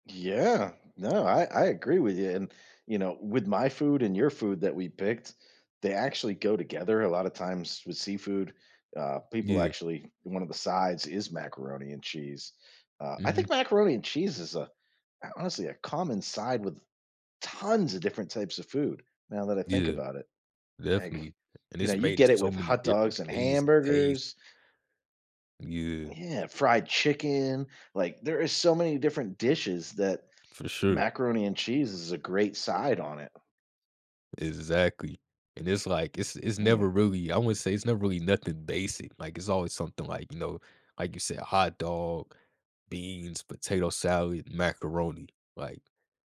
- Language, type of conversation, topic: English, unstructured, How do certain foods connect us to our memories and sense of home?
- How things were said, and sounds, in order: stressed: "tons"; tapping; other background noise